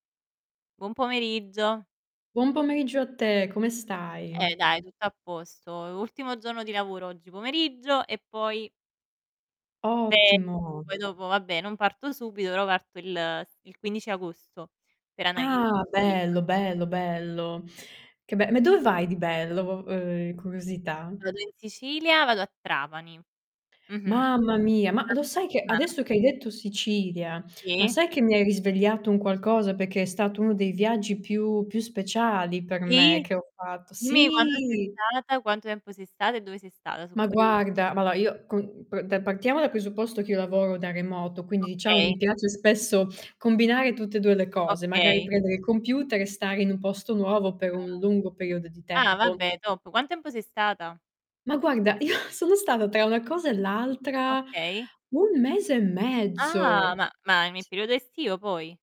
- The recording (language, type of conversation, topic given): Italian, unstructured, Qual è il viaggio che ti è rimasto più nel cuore?
- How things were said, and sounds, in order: other background noise; distorted speech; tapping; unintelligible speech; unintelligible speech; stressed: "sì!"; "allora" said as "alloa"; chuckle; surprised: "un mese e mezzo"